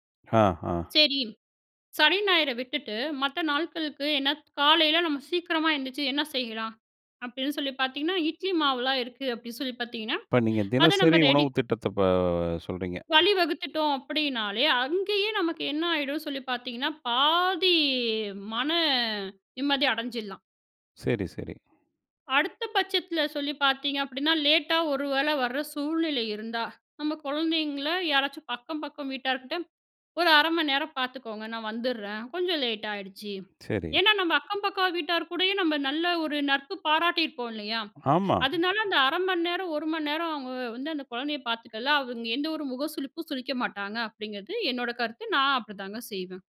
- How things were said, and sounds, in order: other background noise; "அக்கம்" said as "பக்கம்"
- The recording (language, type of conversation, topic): Tamil, podcast, குடும்பமும் வேலையும்—நீங்கள் எதற்கு முன்னுரிமை கொடுக்கிறீர்கள்?